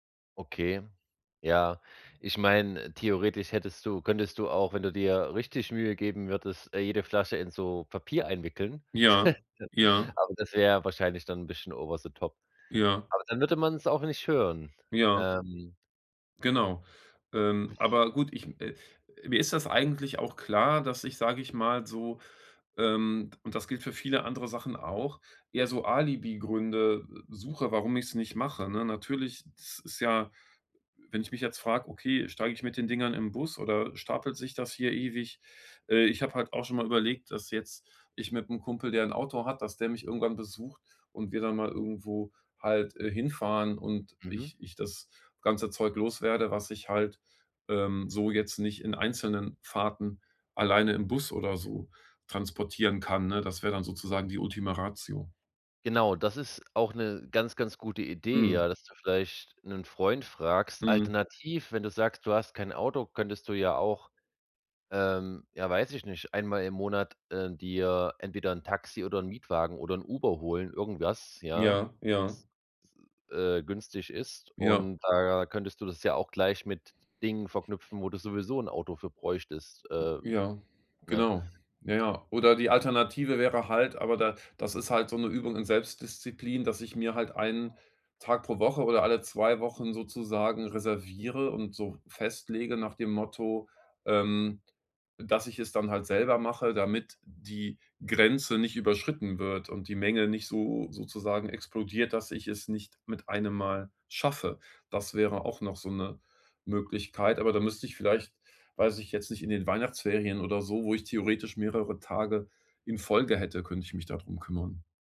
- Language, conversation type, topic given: German, advice, Wie kann ich meine Habseligkeiten besser ordnen und loslassen, um mehr Platz und Klarheit zu schaffen?
- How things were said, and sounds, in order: chuckle; other noise; other background noise